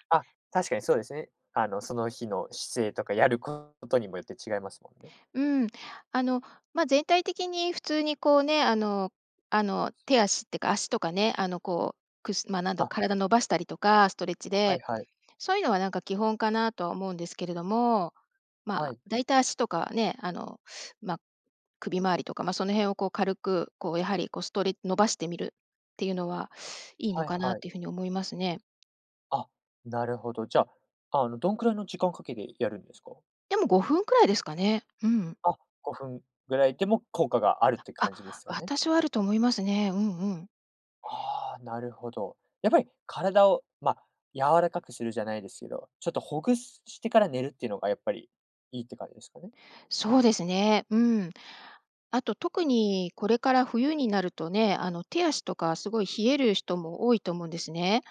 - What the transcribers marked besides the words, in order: other background noise
- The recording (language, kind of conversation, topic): Japanese, podcast, 睡眠前のルーティンはありますか？